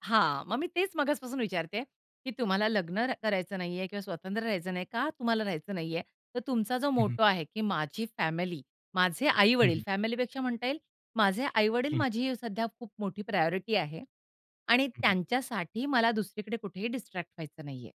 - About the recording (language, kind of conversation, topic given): Marathi, podcast, लग्न करायचं की स्वतंत्र राहायचं—तुम्ही निर्णय कसा घेता?
- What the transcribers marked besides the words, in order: in English: "मोटो"; in English: "प्रायॉरिटी"